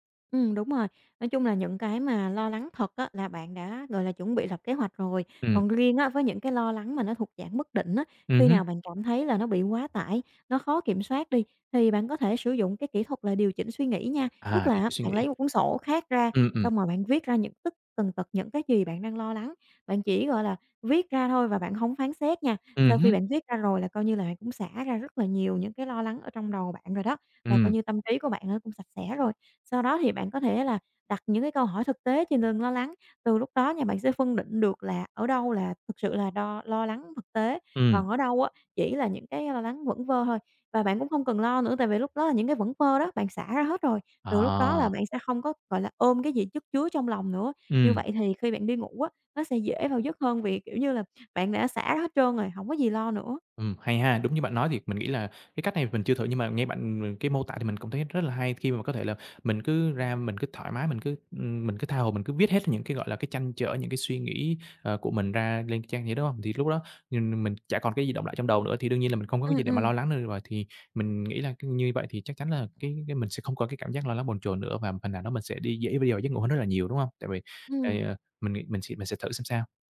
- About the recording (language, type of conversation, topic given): Vietnamese, advice, Làm thế nào để đối phó với việc thức trắng vì lo lắng trước một sự kiện quan trọng?
- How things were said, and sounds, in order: other background noise; tapping